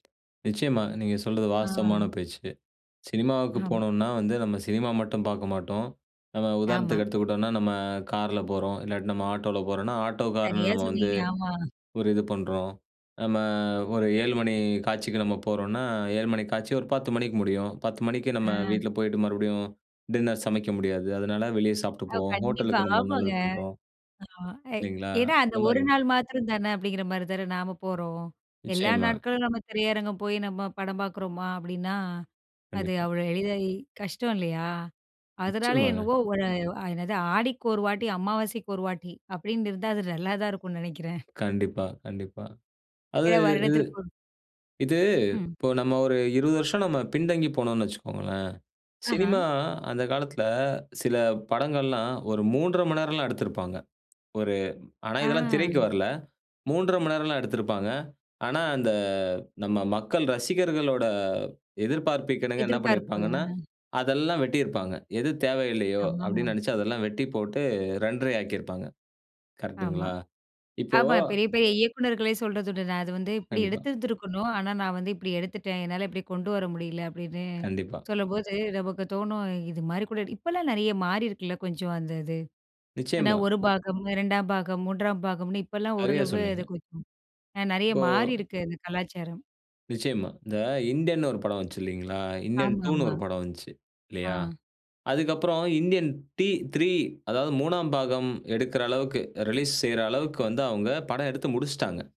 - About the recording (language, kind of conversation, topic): Tamil, podcast, OTT தொடர்கள் சினிமாவை ஒரே நேரத்தில் ஒடுக்குகின்றனவா?
- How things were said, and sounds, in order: other noise; in English: "டின்னர்"; unintelligible speech; other background noise